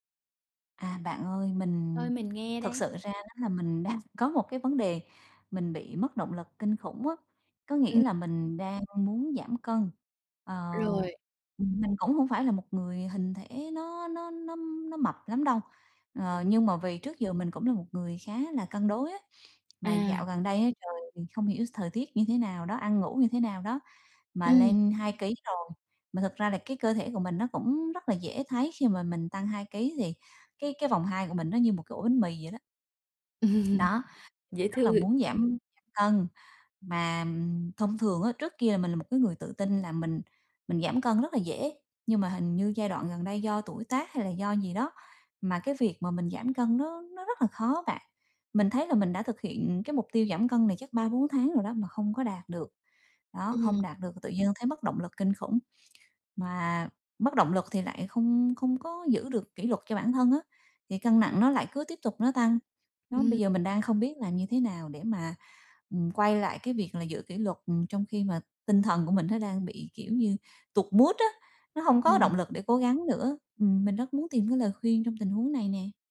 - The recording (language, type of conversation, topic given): Vietnamese, advice, Làm sao để giữ kỷ luật khi tôi mất động lực?
- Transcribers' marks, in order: tapping; laughing while speaking: "đang"; unintelligible speech; laugh; other background noise; horn; in English: "mood"